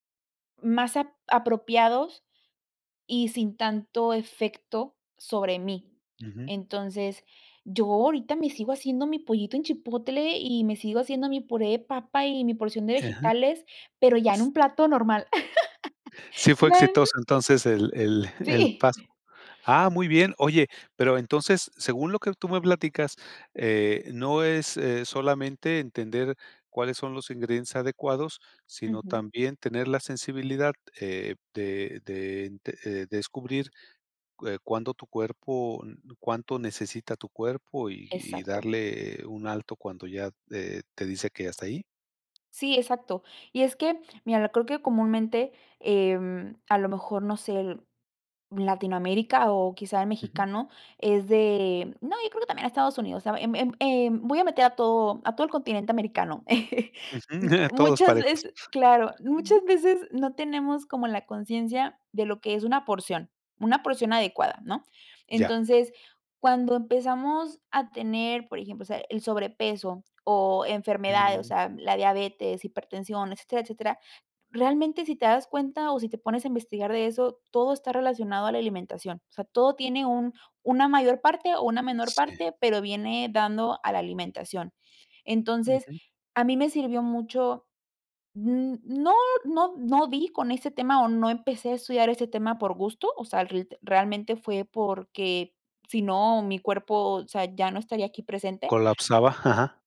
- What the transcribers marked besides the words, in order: laugh; unintelligible speech; laughing while speaking: "Sí"; laugh; chuckle
- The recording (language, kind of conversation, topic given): Spanish, podcast, ¿Qué papel juega la cocina casera en tu bienestar?